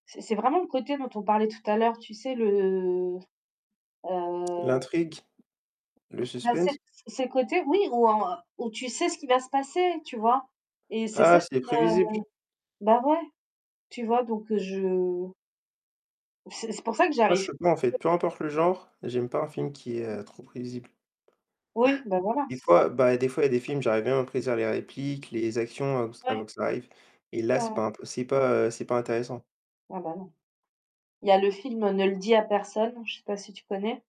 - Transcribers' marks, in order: tapping; drawn out: "Le"; distorted speech; unintelligible speech; throat clearing
- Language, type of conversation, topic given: French, unstructured, Préférez-vous les films d’action ou les comédies romantiques, et qu’est-ce qui vous fait le plus rire ou vibrer ?